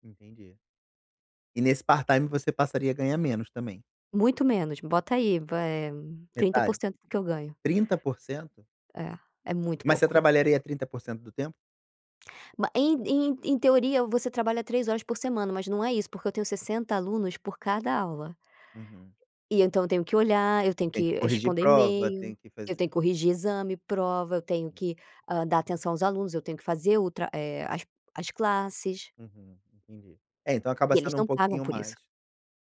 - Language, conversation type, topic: Portuguese, advice, Como posso ajustar meus objetivos pessoais sem me sobrecarregar?
- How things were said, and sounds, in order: in English: "part-time"